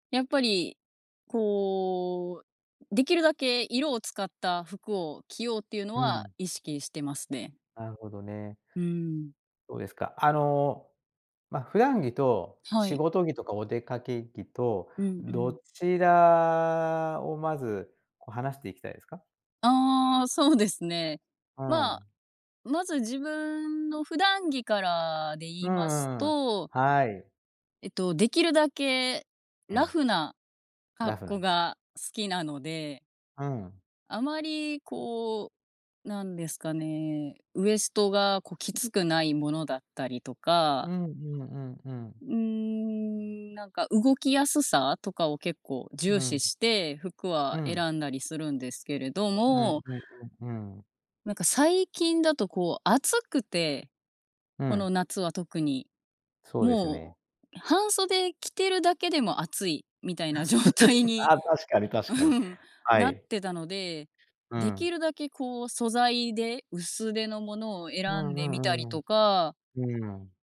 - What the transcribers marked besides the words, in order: tapping; chuckle
- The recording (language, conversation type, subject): Japanese, podcast, 服を通して自分らしさをどう表現したいですか?